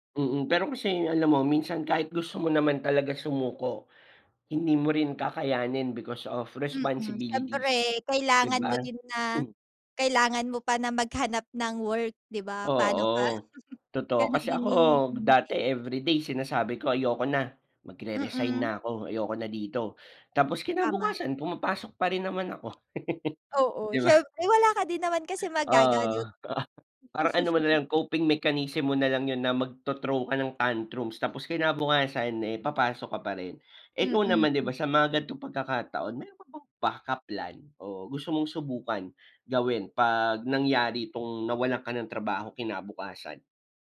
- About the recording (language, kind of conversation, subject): Filipino, unstructured, Ano ang gagawin mo kung bigla kang mawalan ng trabaho bukas?
- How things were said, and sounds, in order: in English: "because of responsibilities"; laughing while speaking: "ka"; laugh; laughing while speaking: "Di ba?"; "magagawa" said as "maggaganot"; in English: "coping mechanism"; laugh